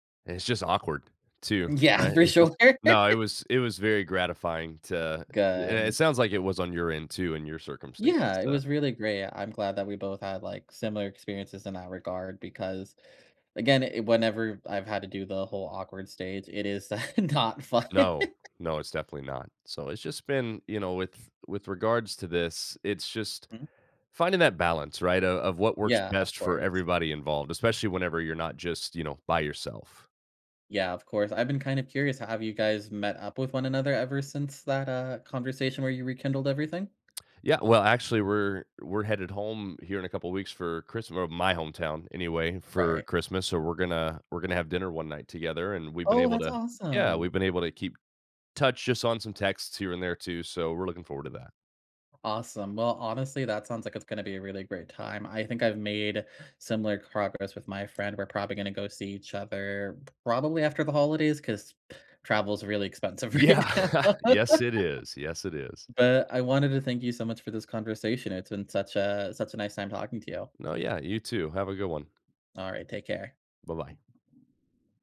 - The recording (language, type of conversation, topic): English, unstructured, How do I manage friendships that change as life gets busier?
- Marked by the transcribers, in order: tapping; laughing while speaking: "sure"; laugh; chuckle; laughing while speaking: "not fun"; laugh; laughing while speaking: "Yeah"; laughing while speaking: "right now"; laugh; other background noise